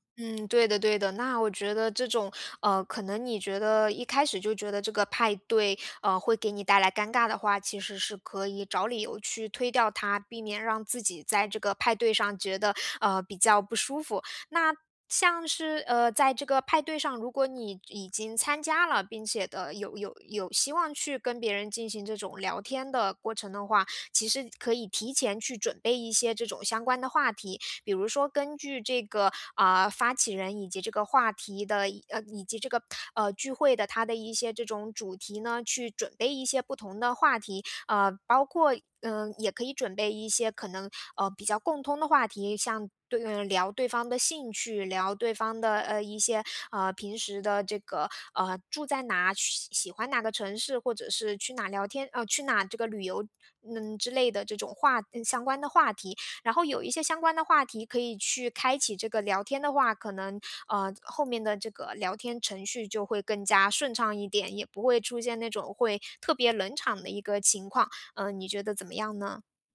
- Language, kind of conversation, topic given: Chinese, advice, 我总是担心错过别人的聚会并忍不住与人比较，该怎么办？
- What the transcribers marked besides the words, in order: none